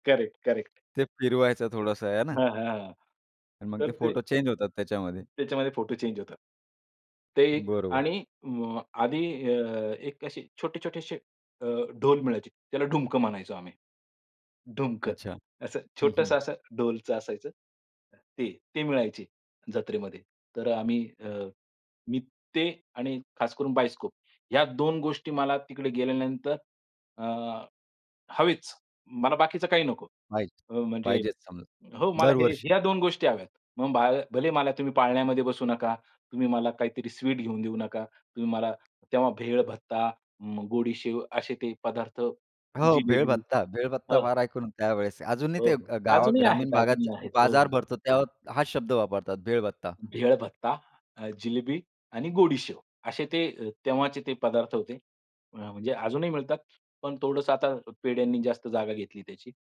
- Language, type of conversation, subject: Marathi, podcast, तुम्हाला पुन्हा कामाच्या प्रवाहात यायला मदत करणारे काही छोटे रीतिरिवाज आहेत का?
- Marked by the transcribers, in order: tapping; other background noise; other noise; in English: "चेंज"; in English: "चेंज"; in English: "बायोस्कोप"